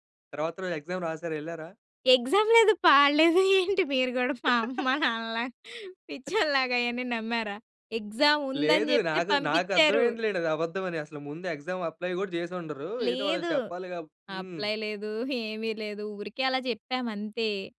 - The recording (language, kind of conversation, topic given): Telugu, podcast, జనం కలిసి పాడిన అనుభవం మీకు గుర్తుందా?
- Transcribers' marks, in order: in English: "ఎక్జామ్"; in English: "ఎక్సామ్"; laughing while speaking: "ఏంటి మీరు కూడా మా అమ్మ … ఉందని చెప్తే పంపించారు"; chuckle; in English: "ఎక్సామ్"; in English: "ఎక్జామ్ అప్లై"; in English: "అప్లై"